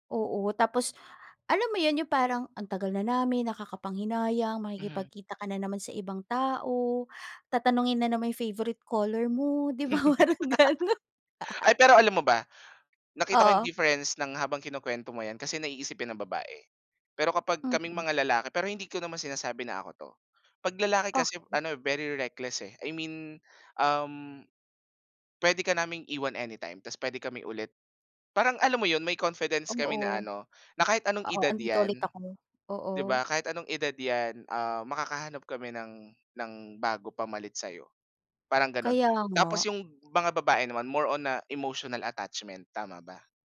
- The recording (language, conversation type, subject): Filipino, podcast, Ano ang pinakamalaking pagbabago na ginawa mo para sundin ang puso mo?
- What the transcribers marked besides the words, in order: laugh; laughing while speaking: "‘di ba parang ganun"; in English: "reckless"; in English: "more on, ah, emotional attachment"